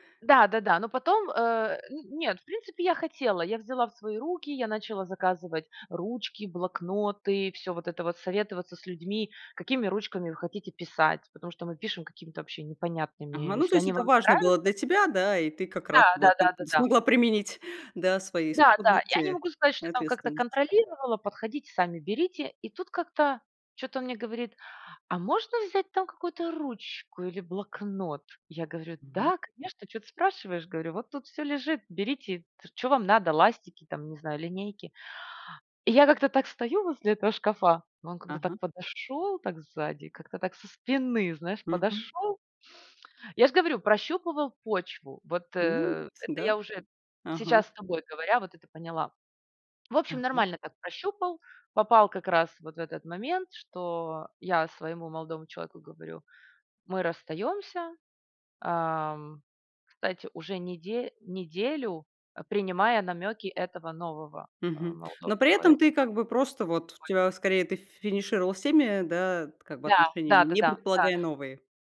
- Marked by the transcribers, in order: unintelligible speech
- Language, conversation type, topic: Russian, podcast, Какая ошибка дала тебе самый ценный урок?